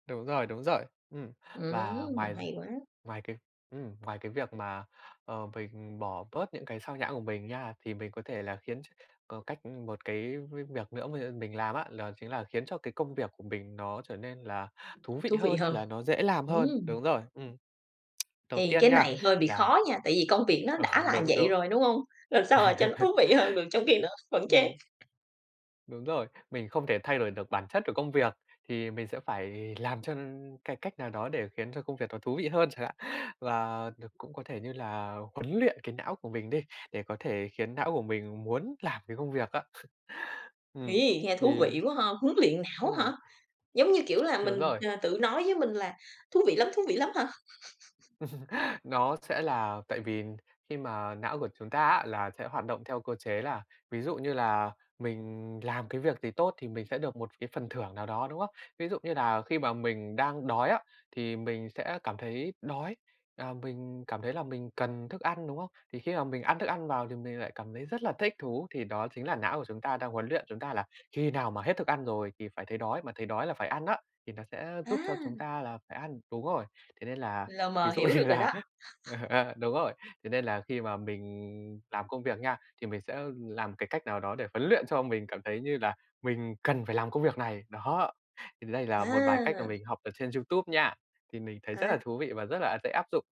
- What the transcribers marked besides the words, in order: tapping; tsk; laughing while speaking: "Ờ"; laughing while speaking: "Làm sao mà cho nó … nó vẫn chán"; chuckle; chuckle; chuckle; laugh; laughing while speaking: "như là, ờ"; chuckle
- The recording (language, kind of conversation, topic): Vietnamese, podcast, Bạn có mẹo nào để chống trì hoãn khi làm việc ở nhà không?
- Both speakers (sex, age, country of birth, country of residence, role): female, 35-39, Vietnam, Vietnam, host; male, 20-24, Vietnam, Vietnam, guest